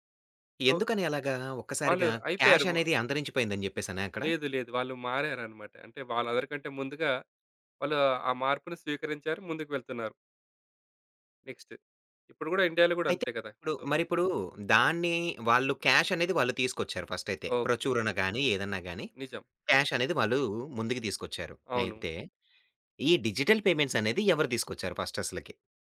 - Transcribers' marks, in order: in English: "సో"; tapping; in English: "క్యాష్"; in English: "నెక్స్ట్"; in English: "సో"; in English: "క్యాష్"; in English: "డిజిటల్"; in English: "ఫస్ట్"
- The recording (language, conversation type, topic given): Telugu, podcast, డిజిటల్ చెల్లింపులు పూర్తిగా అమలులోకి వస్తే మన జీవితం ఎలా మారుతుందని మీరు భావిస్తున్నారు?